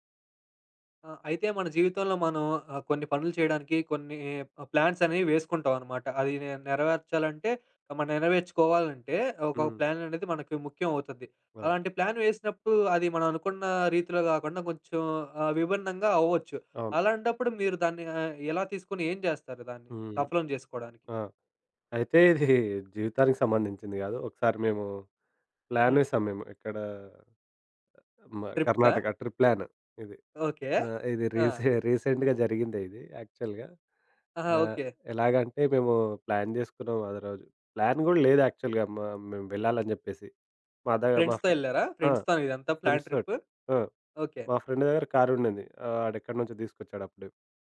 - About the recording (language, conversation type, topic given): Telugu, podcast, మీ ప్రణాళిక విఫలమైన తర్వాత మీరు కొత్త మార్గాన్ని ఎలా ఎంచుకున్నారు?
- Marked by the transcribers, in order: in English: "ప్లాన్"; in English: "ప్లాన్"; laughing while speaking: "ఇది"; in English: "ప్లాన్"; in English: "ట్రిప్ ప్లాన్"; in English: "ట్రిప్‌కా?"; laughing while speaking: "రీసె"; in English: "రీసెంట్‌గా"; in English: "యాక్చువల్‌గా"; in English: "ప్లాన్"; in English: "ప్లాన్"; in English: "యాక్చువల్‌గా"; in English: "ఫ్రెండ్స్‌తో"; in English: "ఫ్రెండ్స్‌తోటి"; in English: "ఫ్రెండ్స్‌తోనా"; in English: "ఫ్రెండ్"; in English: "ప్లాన్ ట్రిప్?"